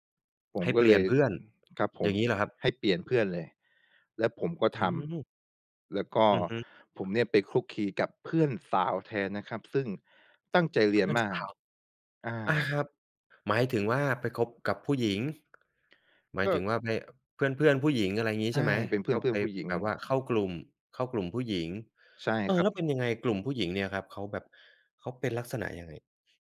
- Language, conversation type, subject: Thai, podcast, เวลาล้มเหลว คุณมีวิธีลุกขึ้นมาสู้ต่ออย่างไร?
- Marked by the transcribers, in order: tapping; other background noise